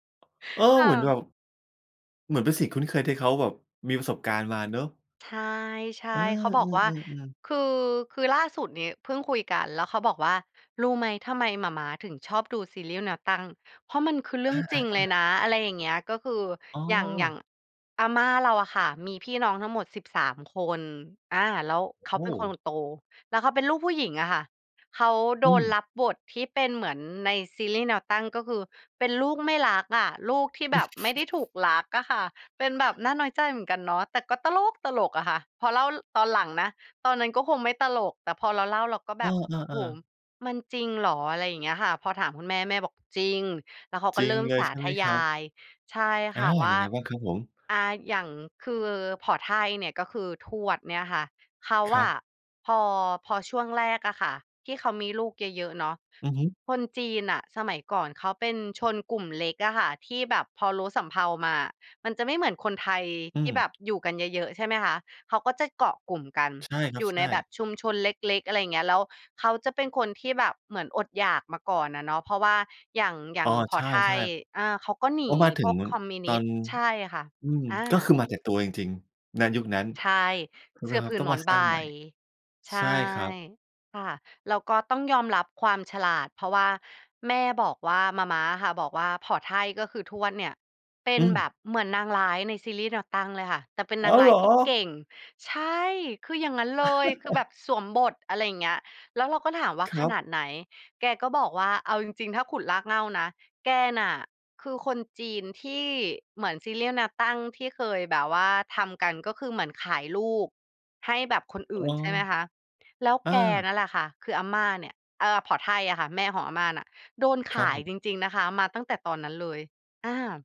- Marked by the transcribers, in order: other noise; tapping; unintelligible speech; surprised: "อ้าว เหรอ ?"; chuckle
- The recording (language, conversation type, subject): Thai, podcast, เล่าเรื่องรากเหง้าครอบครัวให้ฟังหน่อยได้ไหม?